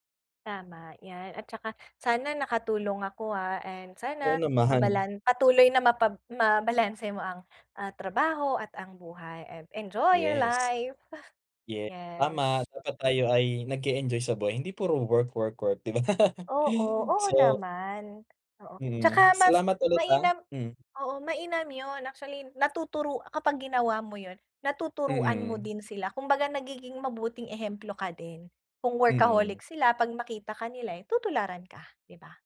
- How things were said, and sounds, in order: other background noise; laughing while speaking: "ba?"; tapping
- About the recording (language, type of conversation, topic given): Filipino, advice, Paano ako magtatakda ng malinaw na hangganan sa pagitan ng trabaho at personal na buhay?